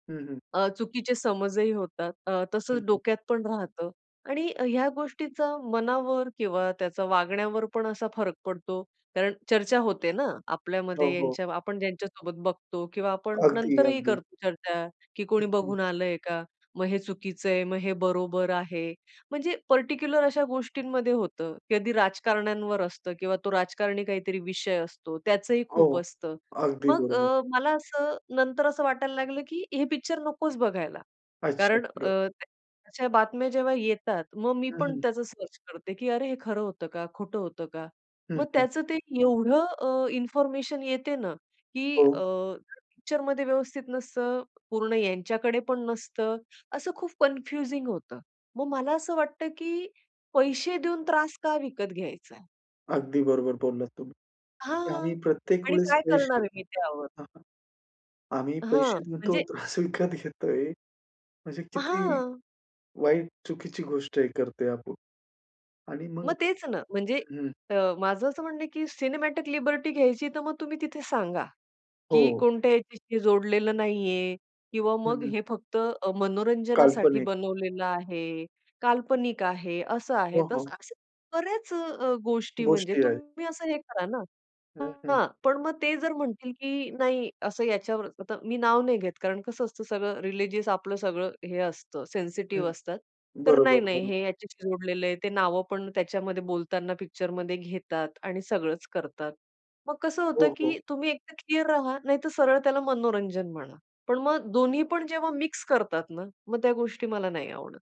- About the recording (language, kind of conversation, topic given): Marathi, podcast, सिनेमाचा शेवट खुला ठेवावा की बंद ठेवावा?
- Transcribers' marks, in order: tapping; other background noise; other noise; laughing while speaking: "त्रास विकत घेतोय"; in English: "सिनेमॅटिक लिबर्टी"; in English: "रिलिजियस"